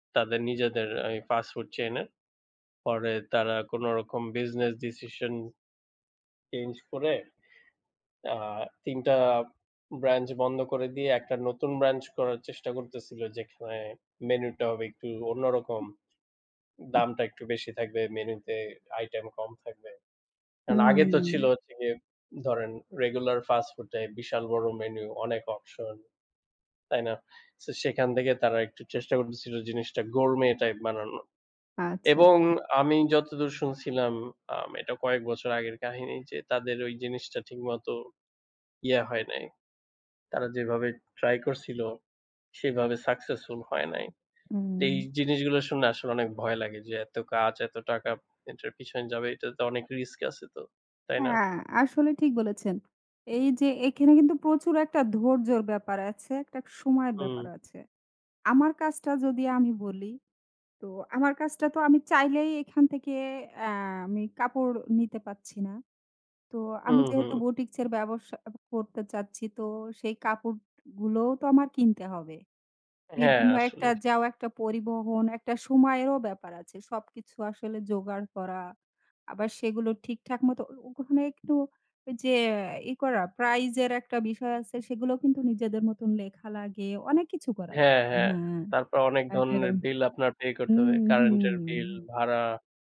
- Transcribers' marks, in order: other background noise; other noise; in English: "regular fast food type"; "এটা" said as "মেটা"; drawn out: "উম"; tapping
- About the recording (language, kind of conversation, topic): Bengali, unstructured, তুমি কীভাবে নিজের স্বপ্ন পূরণ করতে চাও?